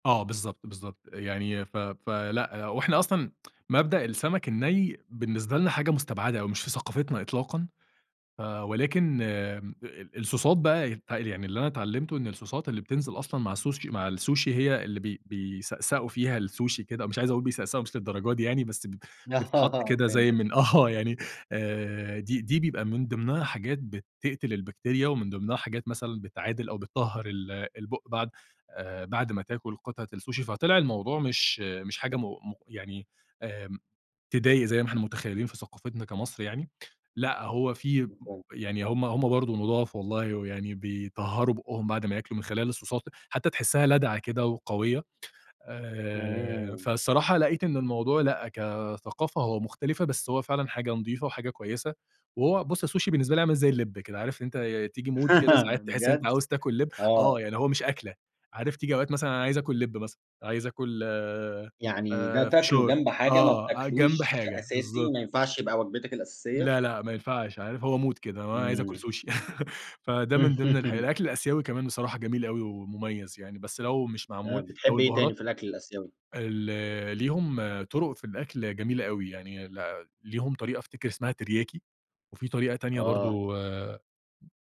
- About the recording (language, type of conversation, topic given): Arabic, podcast, إيه دور الأكل التقليدي في هويتك؟
- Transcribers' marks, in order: tsk; in English: "الـصوصات"; unintelligible speech; in English: "الـصوصات"; laughing while speaking: "أها"; laughing while speaking: "آه"; unintelligible speech; in English: "الـصوصات"; in English: "مود"; chuckle; tapping; laugh